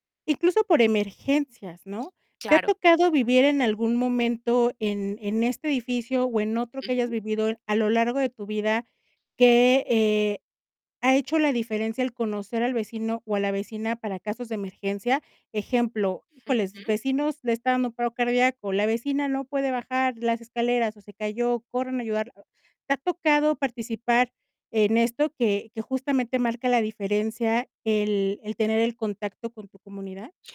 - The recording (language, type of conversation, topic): Spanish, podcast, ¿Qué consejos darías para ayudar a un vecino nuevo?
- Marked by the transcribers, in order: tapping